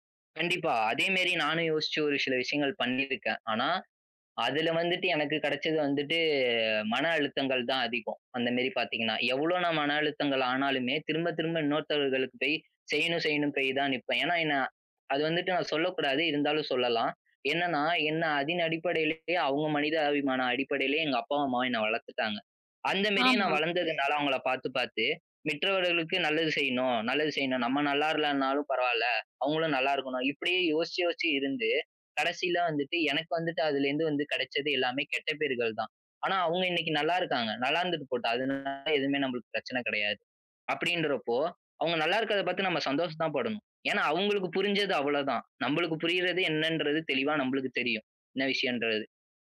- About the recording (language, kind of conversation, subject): Tamil, podcast, தொடரும் வழிகாட்டல் உறவை எப்படிச் சிறப்பாகப் பராமரிப்பீர்கள்?
- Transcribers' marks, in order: other background noise; "மற்றவர்களுக்கு" said as "மிற்றவர்களுக்கு"; "நல்லா" said as "நல்லார்னாலும்"